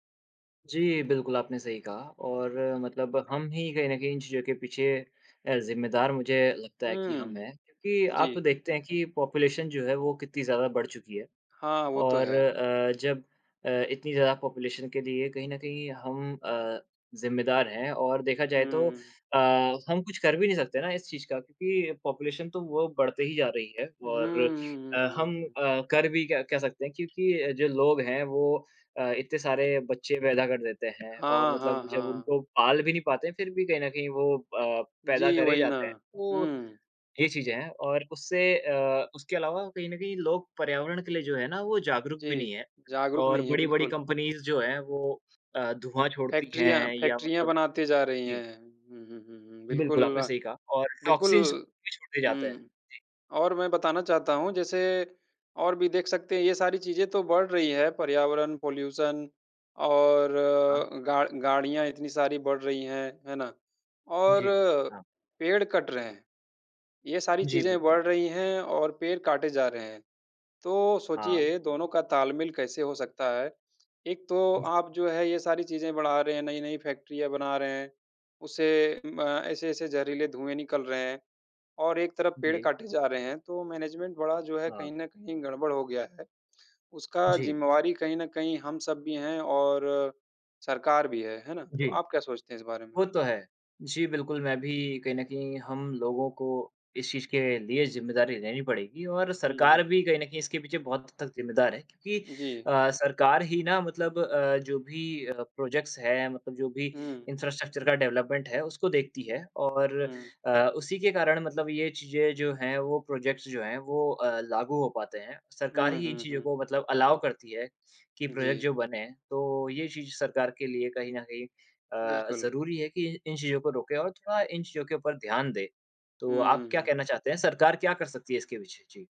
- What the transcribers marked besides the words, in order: in English: "पॉपुलेशन"; in English: "पॉपुलेशन"; in English: "पॉपुलेशन"; in English: "कंपनीज़"; in English: "टॉक्सिन्स"; in English: "पॉल्यूशन"; in English: "मैनेजमेंट"; in English: "प्रोजेक्ट्स"; in English: "इंफ्रास्ट्रक्चर"; in English: "डेवलपमेंट"; in English: "प्रोजेक्ट्स"; in English: "अलाउ"
- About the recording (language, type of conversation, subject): Hindi, unstructured, आजकल के पर्यावरण परिवर्तन के बारे में आपका क्या विचार है?